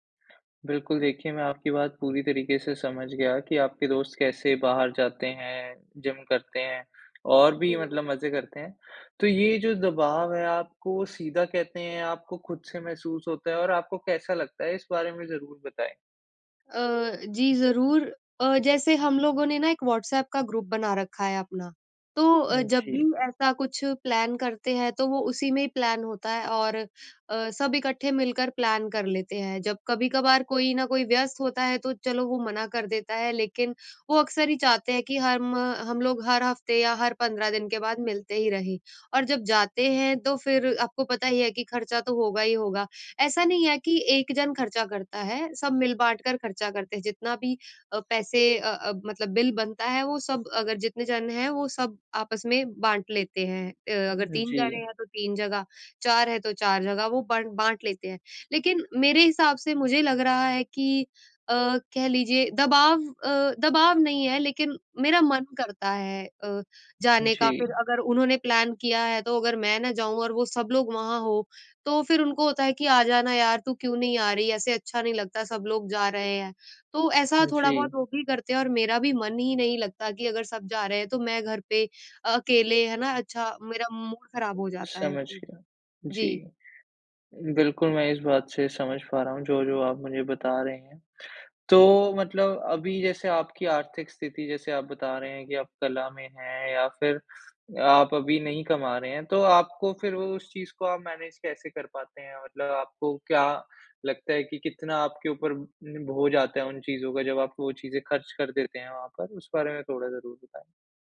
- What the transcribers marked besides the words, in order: in English: "ग्रुप"; in English: "प्लान"; in English: "प्लान"; in English: "प्लान"; in English: "बिल"; in English: "बट"; in English: "प्लान"; in English: "मैनेज़"
- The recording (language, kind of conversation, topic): Hindi, advice, क्या आप अपने दोस्तों की जीवनशैली के मुताबिक खर्च करने का दबाव महसूस करते हैं?
- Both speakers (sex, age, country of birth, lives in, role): female, 25-29, India, India, user; male, 20-24, India, India, advisor